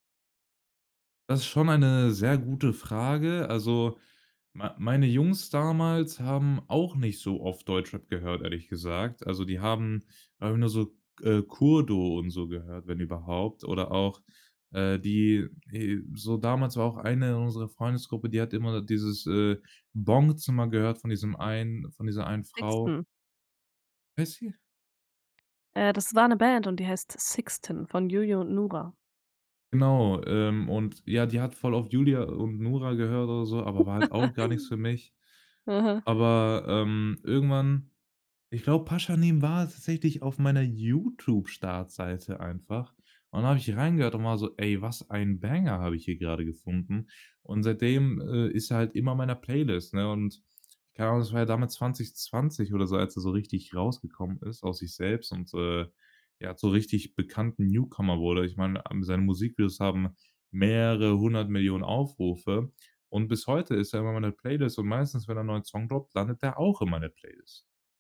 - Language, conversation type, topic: German, podcast, Welche Musik hat deine Jugend geprägt?
- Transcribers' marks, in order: unintelligible speech; other background noise; laugh; in English: "Banger"; in English: "droppt"; stressed: "auch"